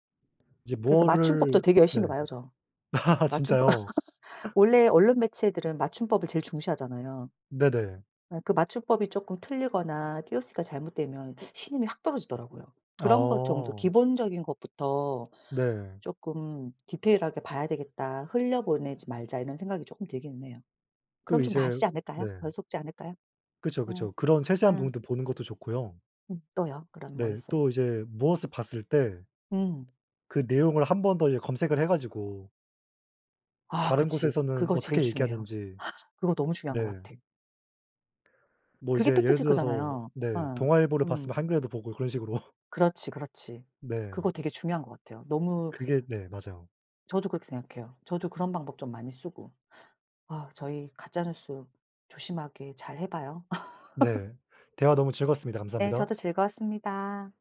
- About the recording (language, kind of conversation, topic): Korean, unstructured, 가짜 뉴스가 사회에 어떤 영향을 미칠까요?
- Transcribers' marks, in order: other background noise; laugh; gasp; tapping; laughing while speaking: "식으로"; laugh